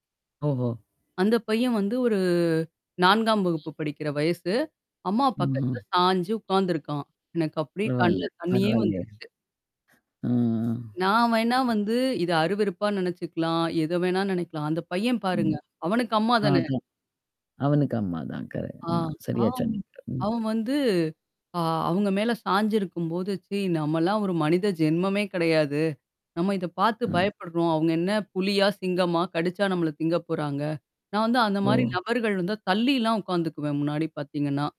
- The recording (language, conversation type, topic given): Tamil, podcast, உங்களுக்கு மிக முக்கியமாகத் தோன்றும் அந்த ஒரு சொல் எது, அதற்கு ஏன் மதிப்பு அளிக்கிறீர்கள்?
- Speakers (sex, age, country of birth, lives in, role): female, 45-49, India, India, guest; female, 55-59, India, United States, host
- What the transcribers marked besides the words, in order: drawn out: "ஒரு"; other background noise; distorted speech; other noise; tapping